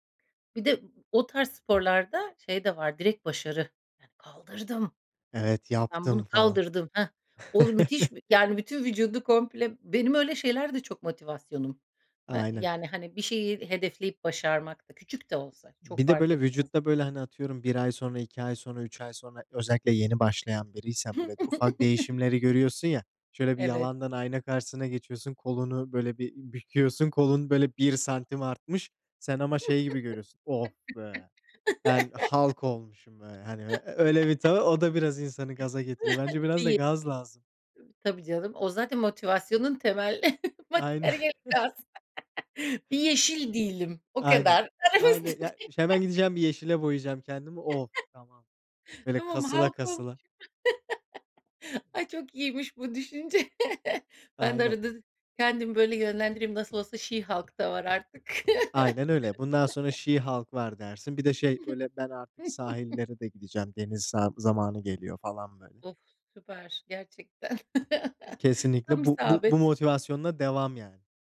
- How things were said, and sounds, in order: other background noise; other noise; tapping; put-on voice: "Kaldırdım"; chuckle; chuckle; laugh; laugh; unintelligible speech; chuckle; laughing while speaking: "Aynen"; laughing while speaking: "materyali"; unintelligible speech; unintelligible speech; chuckle; laugh; laughing while speaking: "Ay, çok iyiymiş bu düşünce"; chuckle; chuckle
- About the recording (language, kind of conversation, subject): Turkish, unstructured, Spor yaparken motivasyon kaybı neden bu kadar yaygındır?
- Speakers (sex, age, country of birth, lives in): female, 40-44, Turkey, Germany; male, 25-29, Turkey, Romania